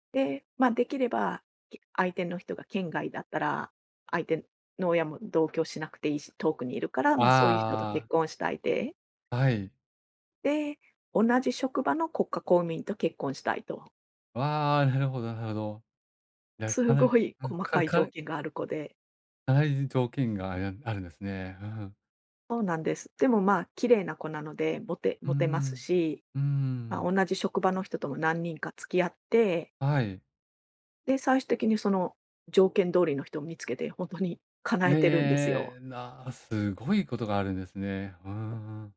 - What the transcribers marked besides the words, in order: tapping; "最終的" said as "さいしゅてき"
- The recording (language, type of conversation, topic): Japanese, advice, 友人の成功に嫉妬を感じたとき、どうすればいいですか？